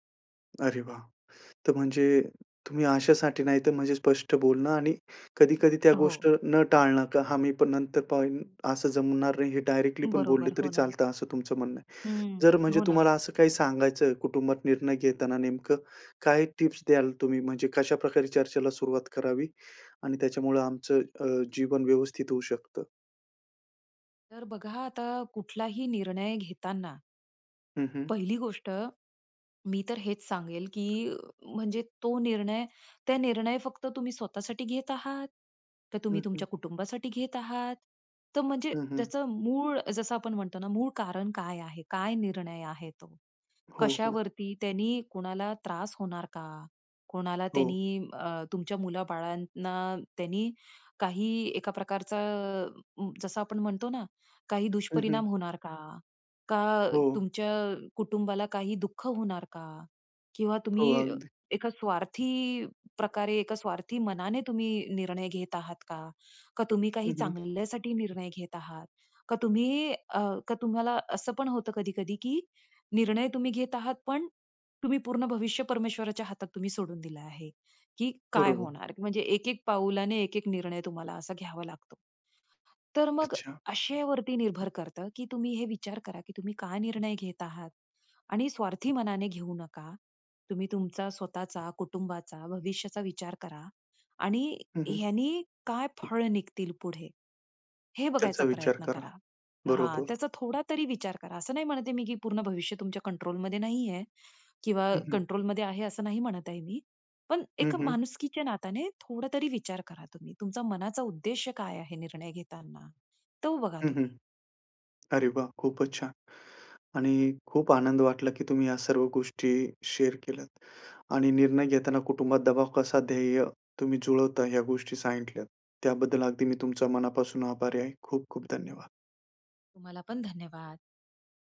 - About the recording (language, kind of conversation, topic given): Marathi, podcast, निर्णय घेताना कुटुंबाचा दबाव आणि स्वतःचे ध्येय तुम्ही कसे जुळवता?
- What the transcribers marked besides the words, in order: tapping; other background noise; in English: "शेअर"